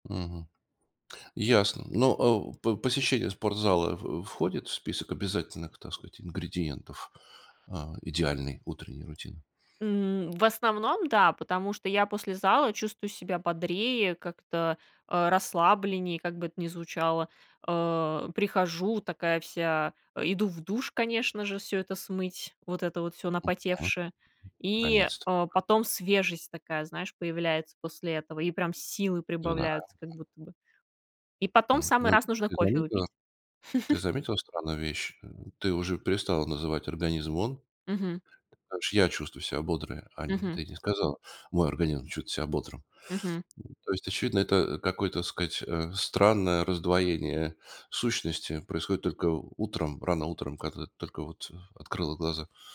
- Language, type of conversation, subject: Russian, podcast, Как выглядит твоя идеальная утренняя рутина?
- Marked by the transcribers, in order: other background noise; chuckle; tapping